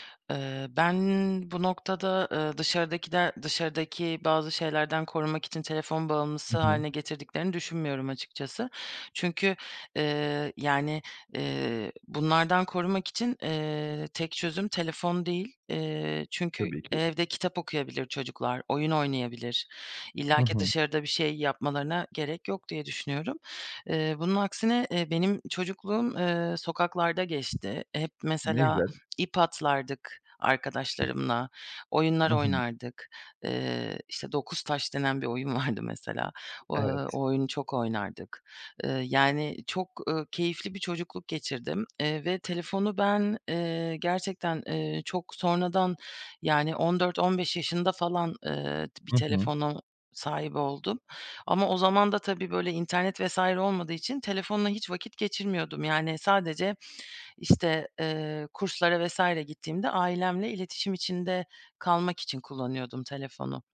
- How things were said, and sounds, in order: other background noise; tapping; other noise
- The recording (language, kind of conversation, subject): Turkish, podcast, Telefon olmadan bir gün geçirsen sence nasıl olur?